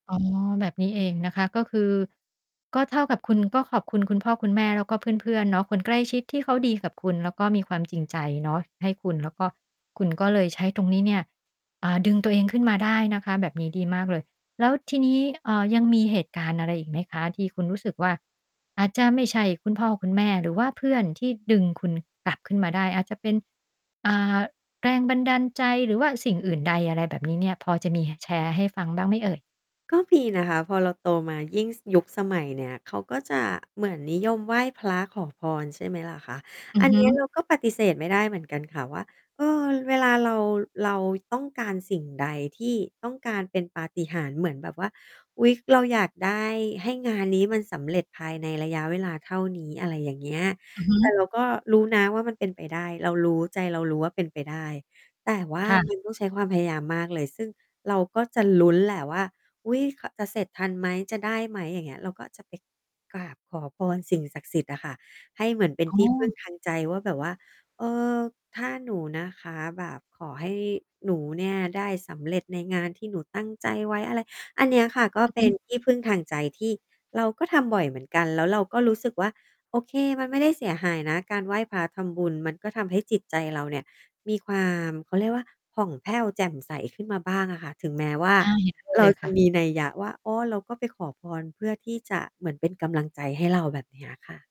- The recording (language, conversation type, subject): Thai, podcast, เคยมีคนหรือสิ่งใดที่ช่วยให้คุณเข้มแข็งขึ้นไหม?
- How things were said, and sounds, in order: distorted speech; static; other background noise